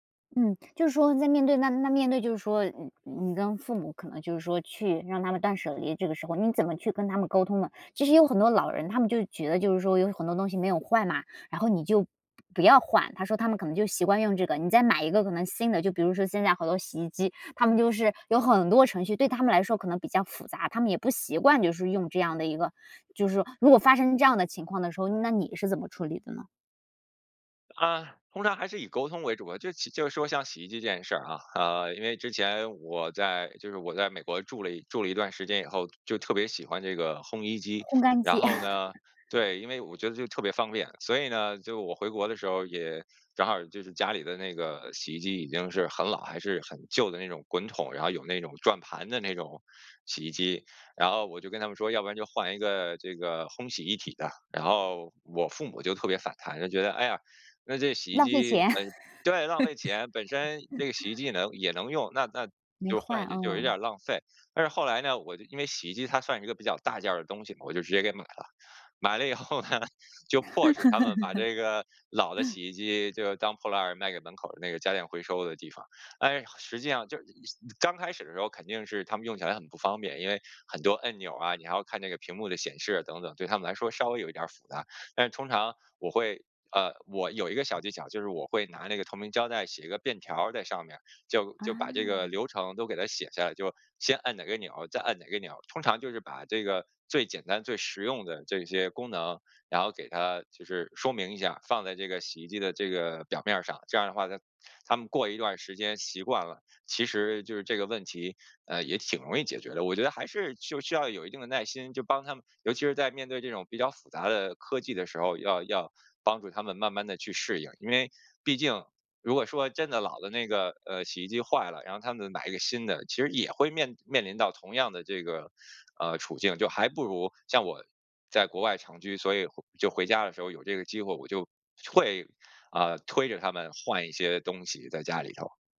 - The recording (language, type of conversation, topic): Chinese, podcast, 你有哪些断舍离的经验可以分享？
- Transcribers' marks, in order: laugh; laugh; laughing while speaking: "买了以后呢"; laugh